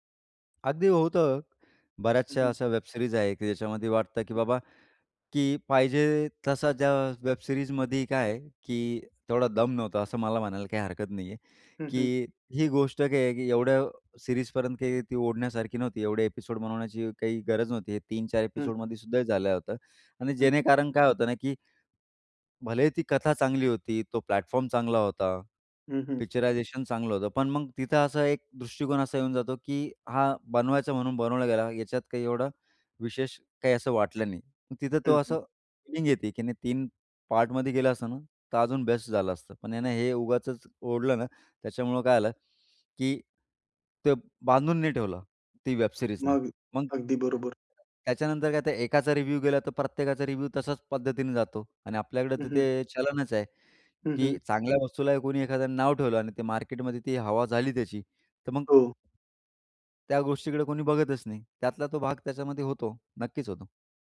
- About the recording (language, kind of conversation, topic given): Marathi, podcast, स्ट्रीमिंगमुळे सिनेमा पाहण्याचा अनुभव कसा बदलला आहे?
- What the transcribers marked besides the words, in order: tapping; in English: "वेबसिरीज"; other noise; in English: "वेबसिरीजमध्ये"; in English: "सीरीजपर्यंत"; in English: "एपिसोड"; other background noise; in English: "एपिसोडमध्ये"; in English: "प्लॅटफॉर्म"; in English: "पिक्चरायझेशन"; in English: "वेब सिरीजने"; in English: "रिव्ह्यू"; in English: "रिव्ह्यू"